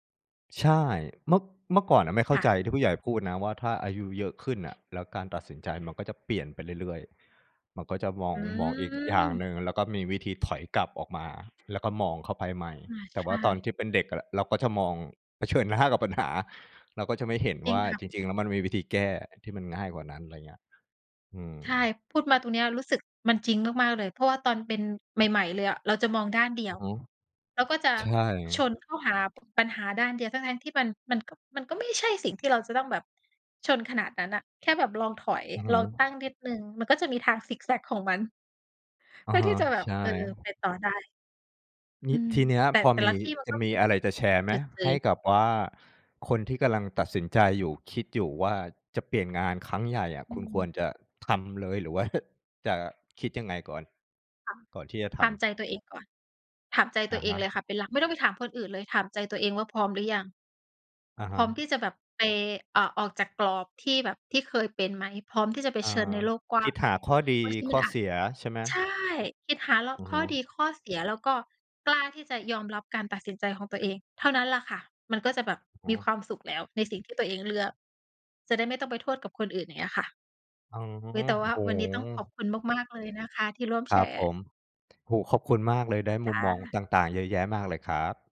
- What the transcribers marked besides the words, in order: tapping; laughing while speaking: "เผชิญหน้ากับปัญหา"; other background noise; laughing while speaking: "หรือว่า"
- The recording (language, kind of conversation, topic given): Thai, podcast, เล่าให้ฟังหน่อยได้ไหมว่าทำไมคุณถึงตัดสินใจเปลี่ยนงานครั้งใหญ่?